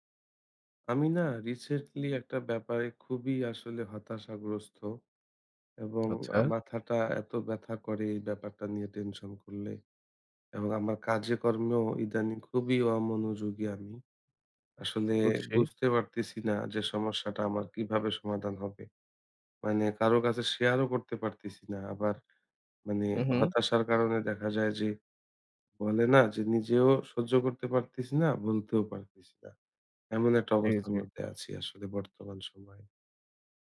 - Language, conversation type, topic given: Bengali, advice, কাজ ও ব্যক্তিগত জীবনের ভারসাম্য রাখতে আপনার সময় ব্যবস্থাপনায় কী কী অনিয়ম হয়?
- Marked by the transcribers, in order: unintelligible speech